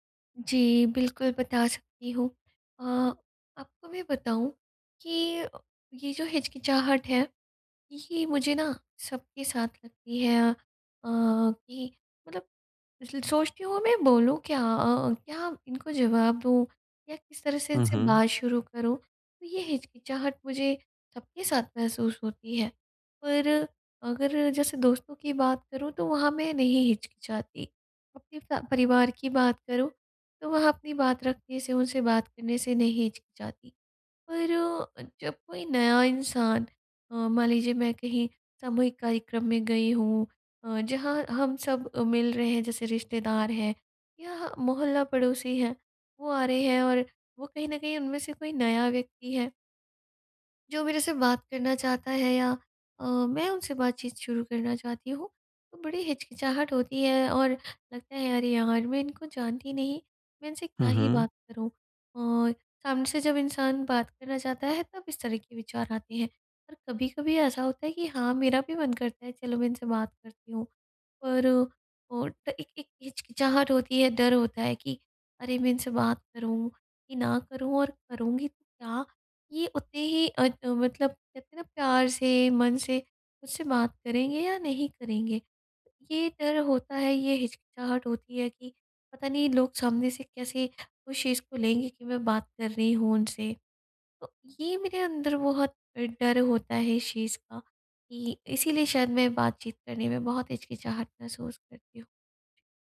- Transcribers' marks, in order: none
- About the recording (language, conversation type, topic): Hindi, advice, मैं बातचीत शुरू करने में हिचकिचाहट कैसे दूर करूँ?